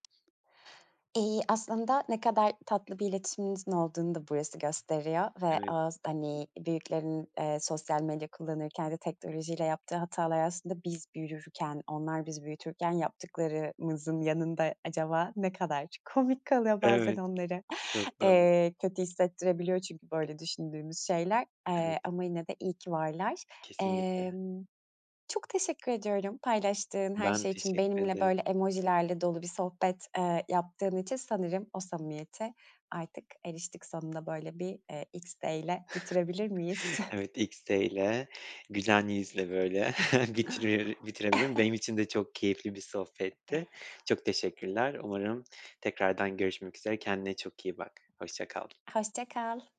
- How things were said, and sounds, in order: tapping; other background noise; chuckle; chuckle
- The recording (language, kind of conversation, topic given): Turkish, podcast, Emoji, GIF ve etiketleri günlük iletişiminde nasıl ve neye göre kullanırsın?